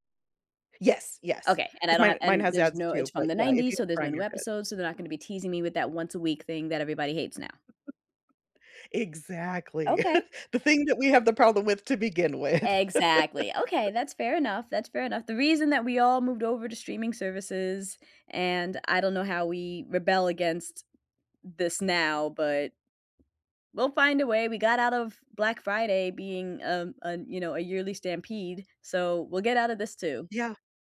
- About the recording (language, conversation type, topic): English, unstructured, Do you prefer watching one episode each night or doing a weekend marathon, and how can we turn it into a shared ritual?
- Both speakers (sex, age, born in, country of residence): female, 40-44, Philippines, United States; female, 40-44, United States, United States
- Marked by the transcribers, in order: chuckle; laughing while speaking: "with"; laugh